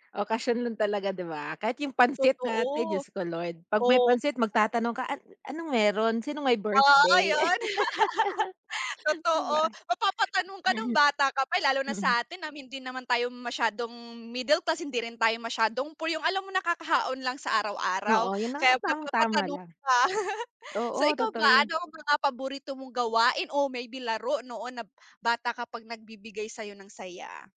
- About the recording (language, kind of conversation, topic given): Filipino, unstructured, Ano ang mga simpleng bagay noon na nagpapasaya sa’yo?
- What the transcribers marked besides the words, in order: laugh; laugh; "nakakaahon" said as "nakakahaon"; laugh